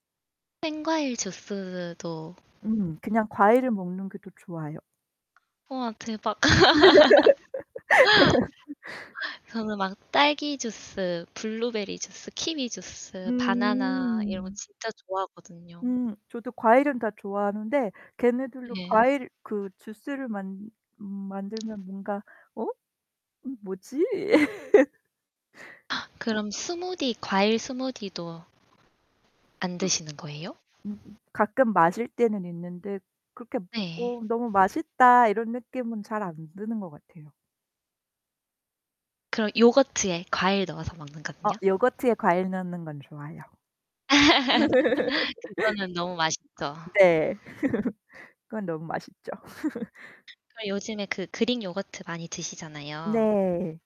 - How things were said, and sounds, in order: static; laugh; distorted speech; laugh; other background noise; laugh; laugh
- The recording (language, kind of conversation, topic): Korean, unstructured, 커피와 차 중 어떤 음료를 더 선호하시나요?